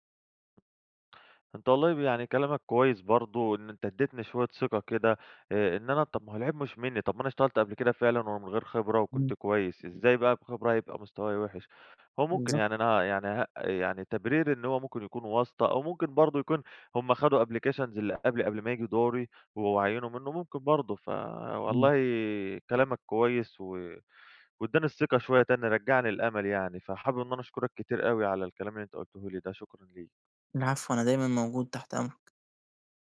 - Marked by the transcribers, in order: tapping; in English: "applications"
- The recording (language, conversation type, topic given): Arabic, advice, إزاي أتعامل مع فقدان الثقة في نفسي بعد ما شغلي اتنقد أو اترفض؟